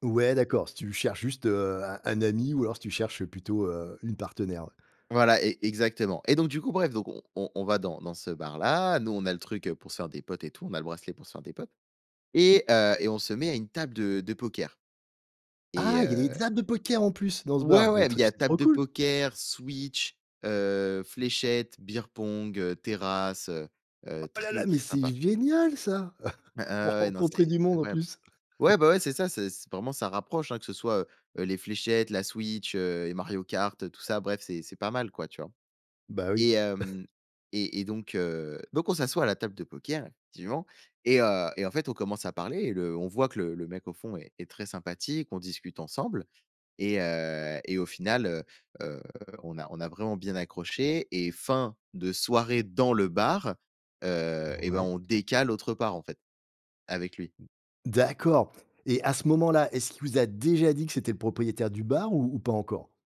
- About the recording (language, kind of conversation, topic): French, podcast, Quelle rencontre imprévue t’a le plus marqué en voyage ?
- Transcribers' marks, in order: other background noise; surprised: "Ah ! Il y des des tables de poker en plus"; joyful: "Oh là là ! Mais c'est génial, ça !"; chuckle; chuckle; chuckle; stressed: "dans"; unintelligible speech; stressed: "D'accord"; stressed: "déjà"